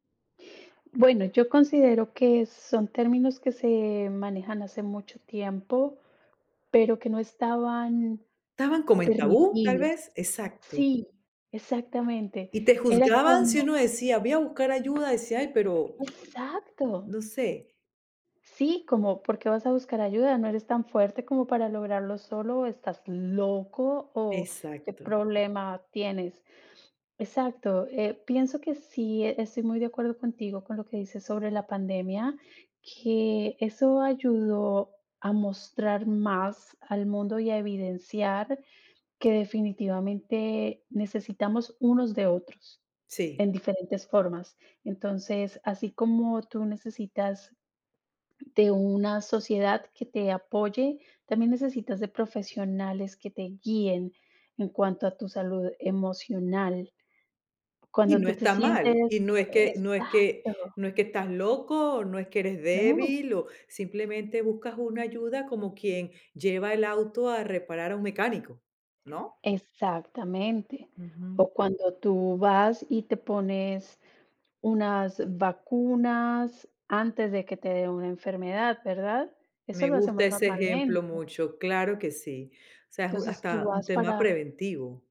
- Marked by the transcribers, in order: other background noise; tapping
- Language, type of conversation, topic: Spanish, podcast, ¿Cómo manejas el miedo a mostrarte vulnerable?
- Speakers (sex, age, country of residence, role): female, 45-49, United States, guest; female, 50-54, United States, host